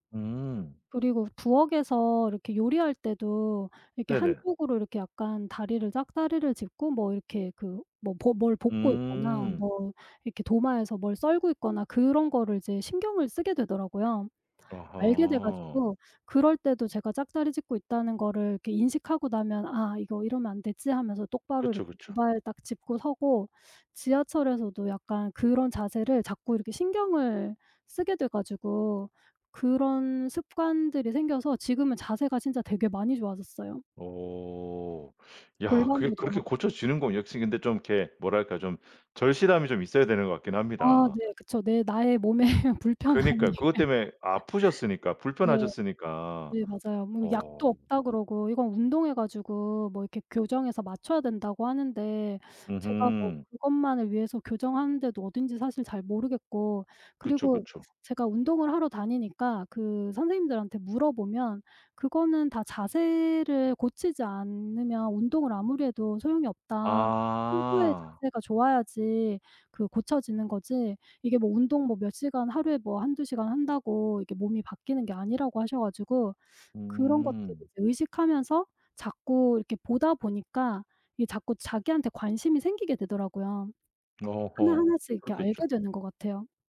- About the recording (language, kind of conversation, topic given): Korean, podcast, 나쁜 습관을 끊고 새 습관을 만드는 데 어떤 방법이 가장 효과적이었나요?
- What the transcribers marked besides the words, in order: other background noise; laughing while speaking: "몸에 불편함이"; laugh